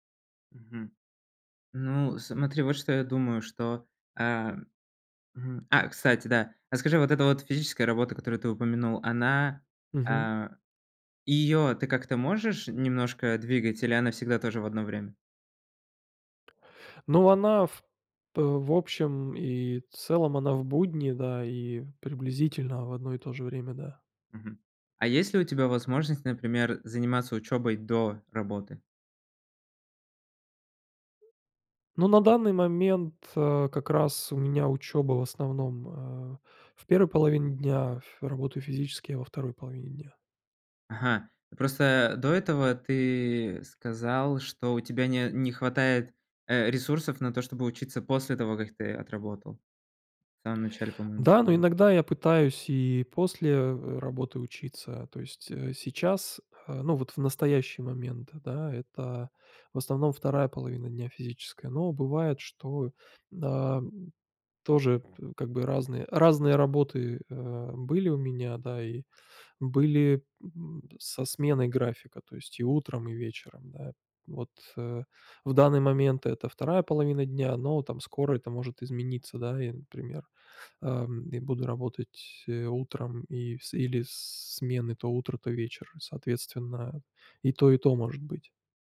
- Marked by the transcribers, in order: tapping; other background noise
- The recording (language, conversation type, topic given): Russian, advice, Как быстро снизить умственную усталость и восстановить внимание?